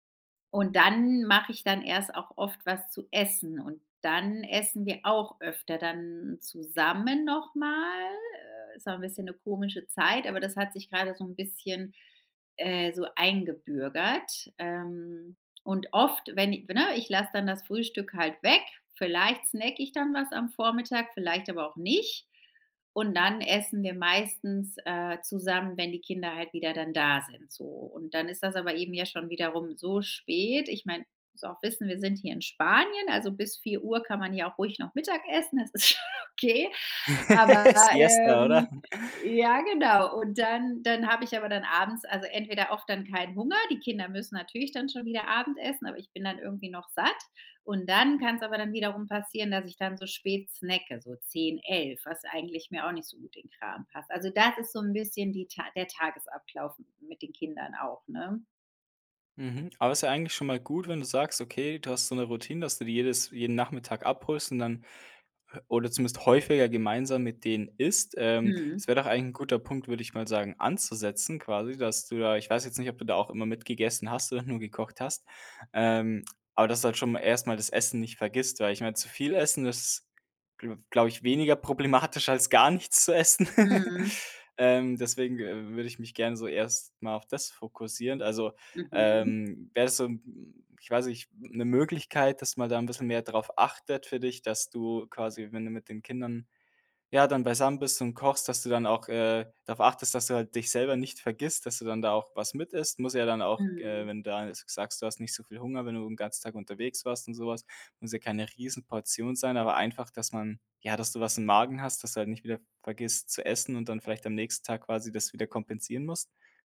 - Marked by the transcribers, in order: drawn out: "mal"; laughing while speaking: "schon okay"; laugh; chuckle; other noise; other background noise; unintelligible speech; laughing while speaking: "problematisch"; laugh
- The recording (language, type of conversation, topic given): German, advice, Wie kann ich meine Essgewohnheiten und meinen Koffeinkonsum unter Stress besser kontrollieren?